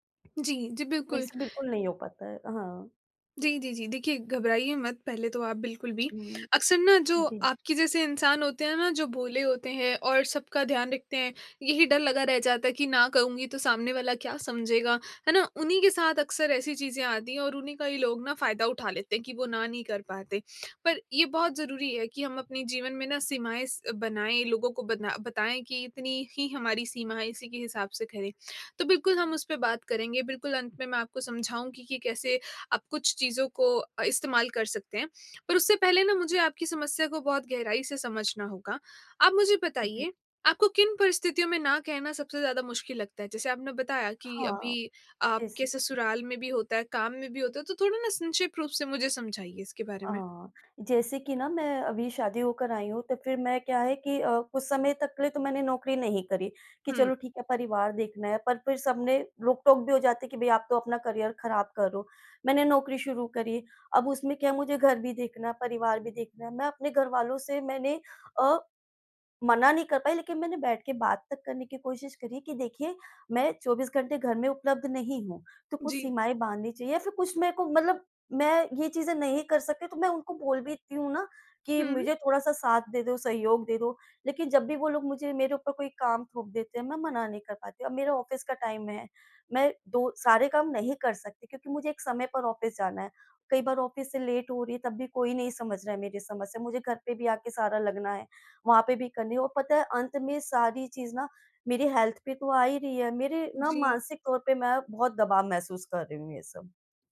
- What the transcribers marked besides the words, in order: in English: "करियर"; in English: "ऑफ़िस"; in English: "टाइम"; in English: "ऑफ़िस"; in English: "ऑफ़िस"; in English: "लेट"; in English: "हेल्थ"
- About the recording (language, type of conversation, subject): Hindi, advice, बॉस और परिवार के लिए सीमाएँ तय करना और 'ना' कहना